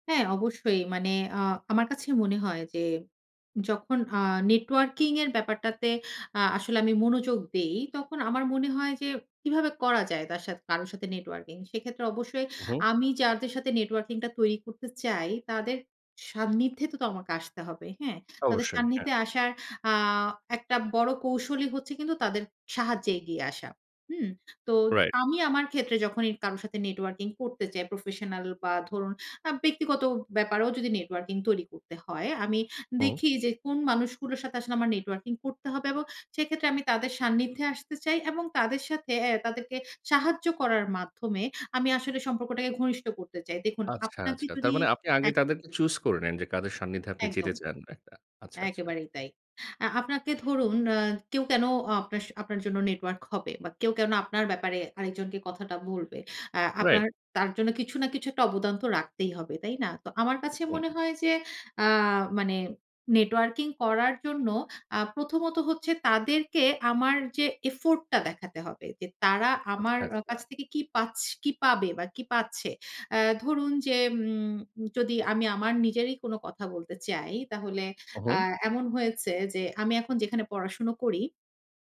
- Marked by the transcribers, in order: other background noise
- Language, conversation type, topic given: Bengali, podcast, অন্যকে সাহায্য করে আপনি কীভাবে নিজের যোগাযোগবৃত্তকে আরও শক্ত করেন?